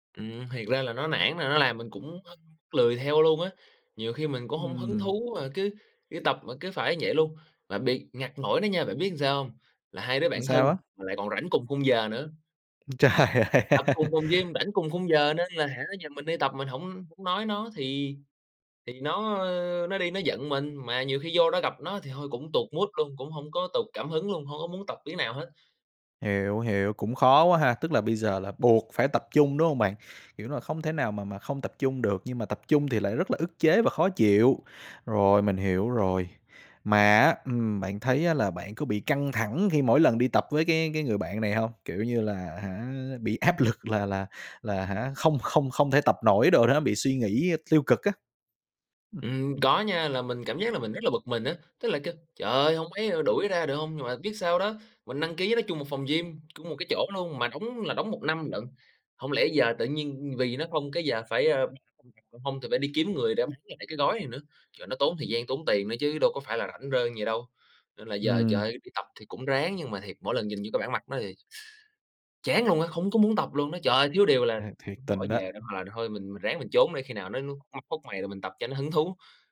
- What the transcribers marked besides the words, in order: tapping; other background noise; laughing while speaking: "Ưm, trời ơi!"; laugh; in English: "mood"; unintelligible speech; "rang" said as "rơng"; inhale
- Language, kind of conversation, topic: Vietnamese, advice, Làm thế nào để xử lý mâu thuẫn với bạn tập khi điều đó khiến bạn mất hứng thú luyện tập?